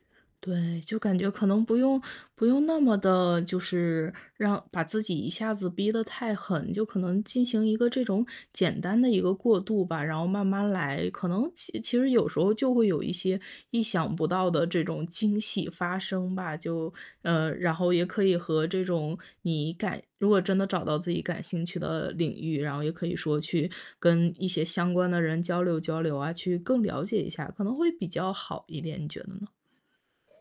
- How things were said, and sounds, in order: none
- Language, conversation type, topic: Chinese, advice, 你是否经常在没有明显原因的情况下感到焦虑，难以放松？